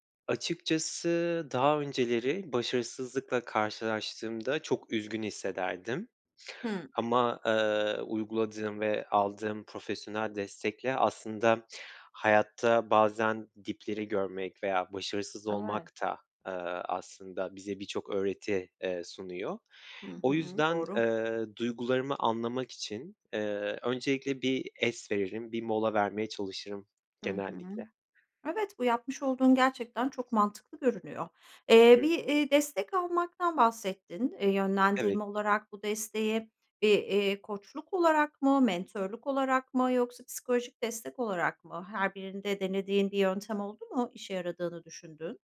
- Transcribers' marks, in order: tapping; other background noise
- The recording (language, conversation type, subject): Turkish, podcast, Başarısızlıkla karşılaştığında ne yaparsın?